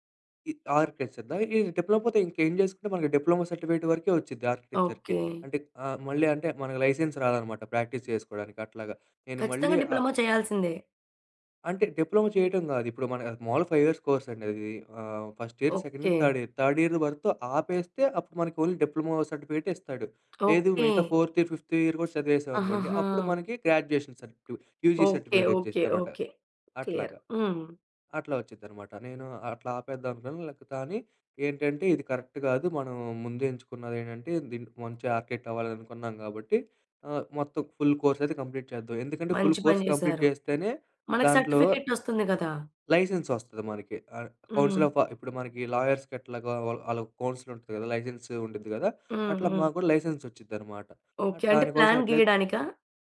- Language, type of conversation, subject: Telugu, podcast, కెరీర్‌లో మార్పు చేసినప్పుడు మీ కుటుంబం, స్నేహితులు ఎలా స్పందించారు?
- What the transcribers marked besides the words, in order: "ఆర్కిటెక్చర్" said as "ఆర్‌కేచర్"; in English: "డిప్లొమా సర్టిఫికేట్"; in English: "ఆర్కిటెక్చర్‌కి"; in English: "లైసెన్స్"; in English: "ప్రాక్టీస్"; in English: "డిప్లొమా"; other background noise; in English: "డిప్లొమా"; in English: "ఫైవ్ ఇయర్స్ కోర్స్"; in English: "ఫస్ట్ ఇయర్, సెకండ్ ఇయర్, థర్డ్ ఇయర్. థర్డ్ ఇయర్"; in English: "ఓన్లీ"; in English: "ఫోర్త్ ఇయర్, ఫిఫ్త్ ఇయర్"; in English: "క్లియర్"; in English: "యూజీ సర్టిఫికేట్"; in English: "కరెక్ట్"; in English: "ఆర్కేట్"; in English: "ఫుల్ కోర్స్"; in English: "కంప్లీట్"; in English: "ఫుల్ కోర్స్ కంప్లీట్"; in English: "సర్టిఫికేట్"; in English: "లైసెన్స్"; in English: "కౌన్సిల్ ఆఫ్"; in English: "లాయర్స్‌కెట్లాగో"; in English: "కౌన్సిల్"; in English: "లైసెన్స్"; in English: "ప్లాన్"